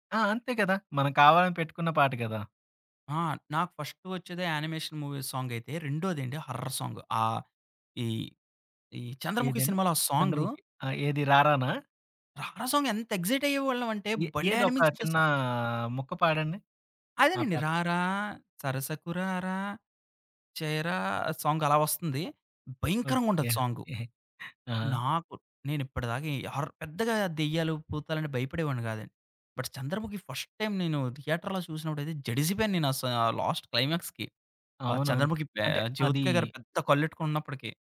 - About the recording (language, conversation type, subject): Telugu, podcast, మీ జీవితాన్ని ప్రతినిధ్యం చేసే నాలుగు పాటలను ఎంచుకోవాలంటే, మీరు ఏ పాటలను ఎంచుకుంటారు?
- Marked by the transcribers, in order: in English: "ఫస్ట్"; in English: "యానిమేషన్ మూవీ"; in English: "హారర్"; other background noise; in English: "సాంగ్"; singing: "రారా సరసకు రారా, చేరా"; in English: "సాంగ్"; in English: "హార్రర్"; giggle; in English: "బట్"; in English: "ఫస్ట్ టైమ్"; in English: "థియేటర్‌లో"; tapping; in English: "లాస్ట్ క్లైమాక్స్‌కి"